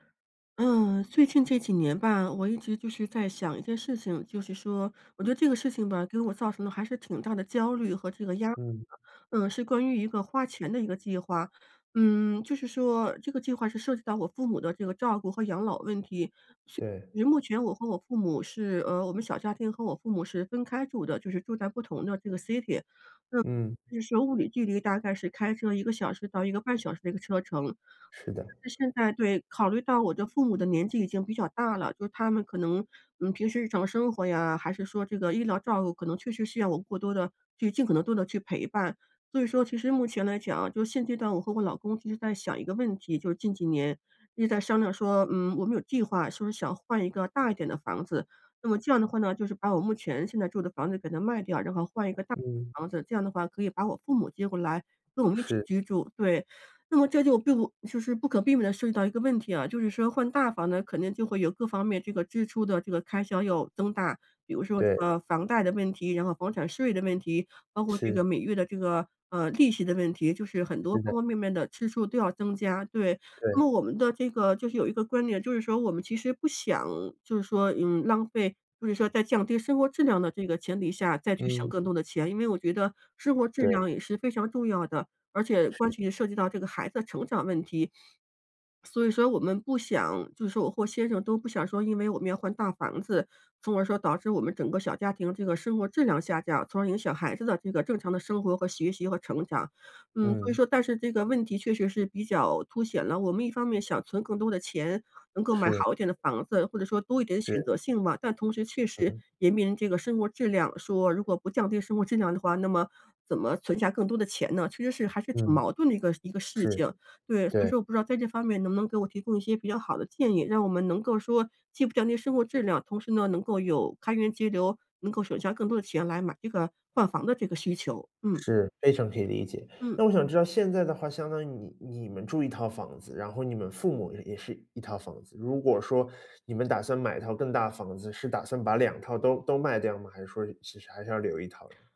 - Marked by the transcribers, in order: in English: "city"
- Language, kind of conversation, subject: Chinese, advice, 怎样在省钱的同时保持生活质量？